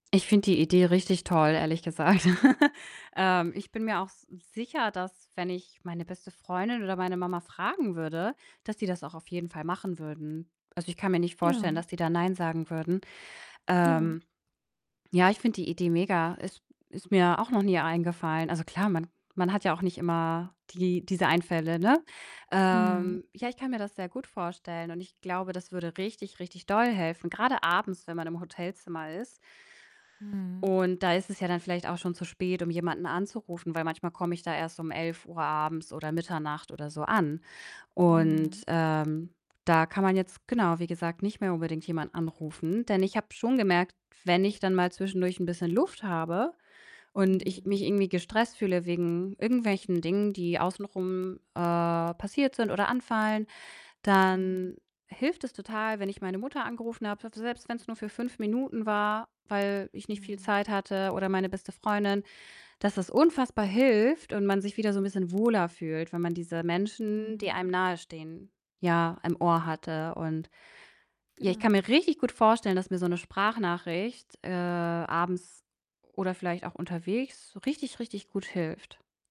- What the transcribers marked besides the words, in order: distorted speech; chuckle; tapping; other background noise
- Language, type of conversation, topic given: German, advice, Wie kann ich unterwegs Stress reduzieren und einfache Entspannungstechniken in meinen Alltag einbauen?